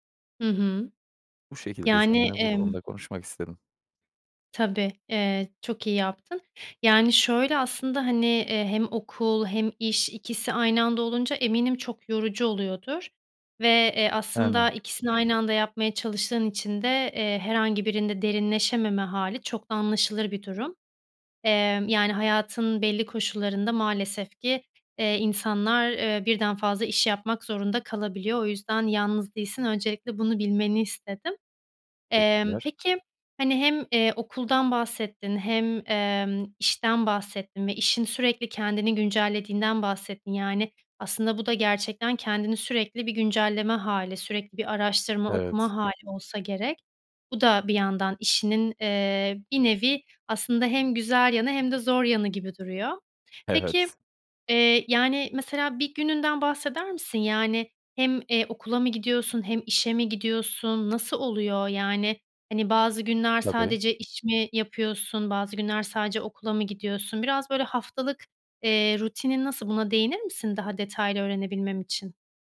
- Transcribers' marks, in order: tapping; other background noise
- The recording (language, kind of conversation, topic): Turkish, advice, Çoklu görev tuzağı: hiçbir işe derinleşememe